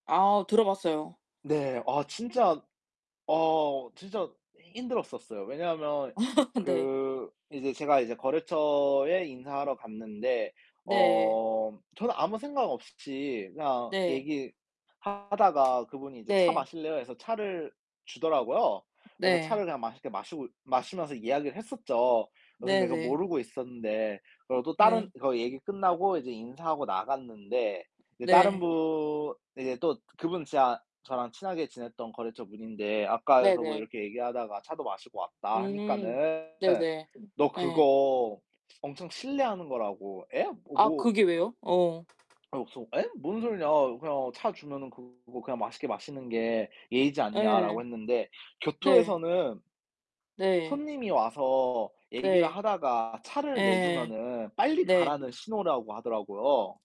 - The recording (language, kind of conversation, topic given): Korean, unstructured, 여행 중에 문화 차이를 경험한 적이 있나요?
- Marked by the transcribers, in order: laugh; distorted speech; tapping; other background noise